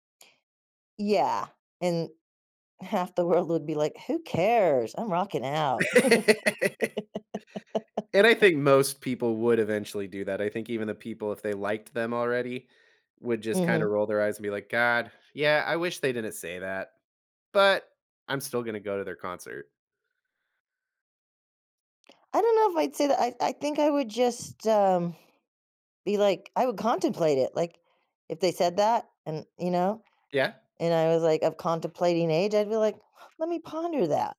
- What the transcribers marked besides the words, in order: laugh; laugh; other noise
- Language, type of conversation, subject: English, unstructured, Do you enjoy listening to music more or playing an instrument?
- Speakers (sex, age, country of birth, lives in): female, 60-64, United States, United States; male, 35-39, United States, United States